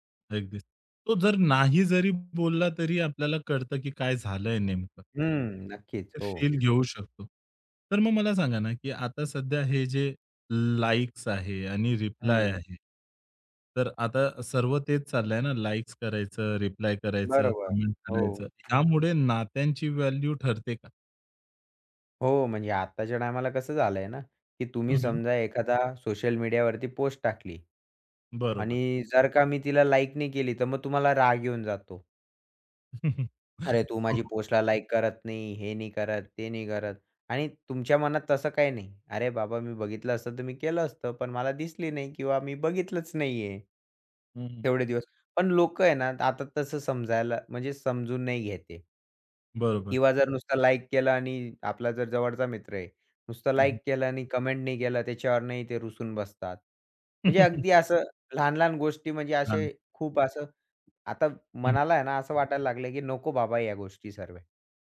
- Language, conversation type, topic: Marathi, podcast, सोशल मीडियावरून नाती कशी जपता?
- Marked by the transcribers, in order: in English: "कमेंट"; other background noise; in English: "व्हॅल्यू"; chuckle; in English: "कमेंट"; chuckle